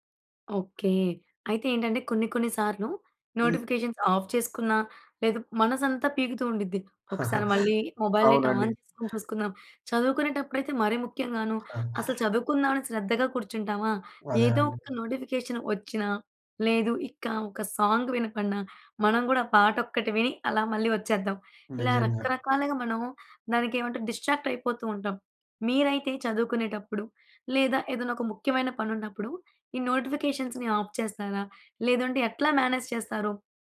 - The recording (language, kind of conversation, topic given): Telugu, podcast, ఆన్‌లైన్ నోటిఫికేషన్లు మీ దినచర్యను ఎలా మార్చుతాయి?
- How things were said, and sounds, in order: in English: "నోటిఫికేషన్స్ ఆఫ్"; chuckle; in English: "మొబైల్ డేటా ఆన్"; in English: "నోటిఫికేషన్"; in English: "సాంగ్"; in English: "డిస్‌ట్రాక్ట్"; in English: "నోటిఫికేషన్స్‌ని ఆఫ్"; in English: "మేనేజ్"